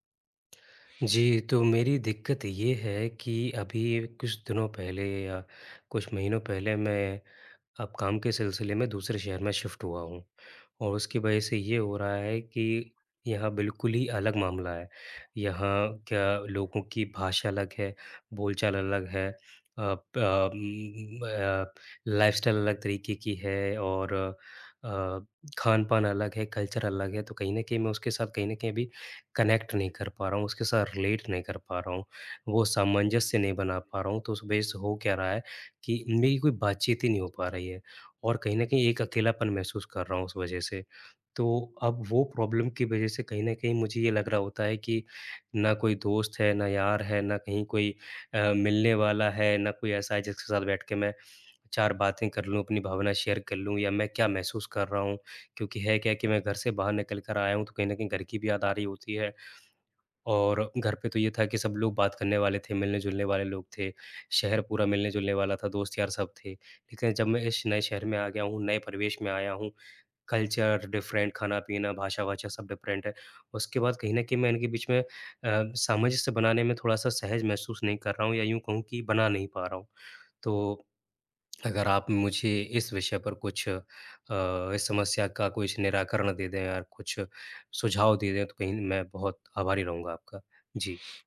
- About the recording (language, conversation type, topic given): Hindi, advice, नए शहर में लोगों से सहजता से बातचीत कैसे शुरू करूँ?
- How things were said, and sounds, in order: tapping; background speech; in English: "शिफ्ट"; other background noise; in English: "लाइफस्टाइल"; in English: "कल्चर"; in English: "कनेक्ट"; in English: "प्रॉब्लम"; in English: "शेयर"; in English: "कल्चर डिफरेंट"; in English: "डिफरेंट"